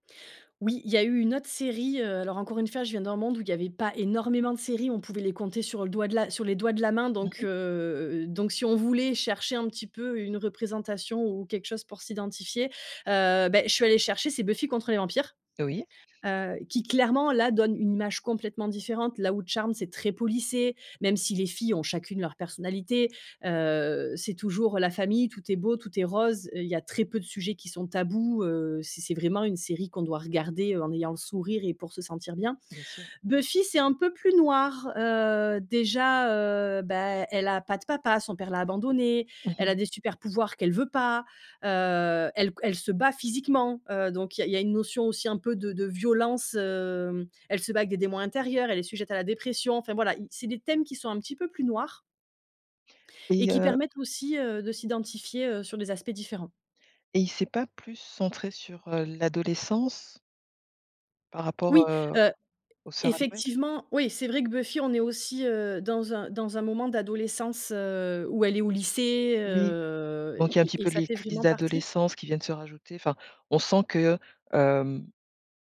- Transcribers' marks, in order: drawn out: "heu"; drawn out: "heu"
- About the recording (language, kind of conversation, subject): French, podcast, Comment la représentation dans les séries t’a-t-elle influencé·e en grandissant ?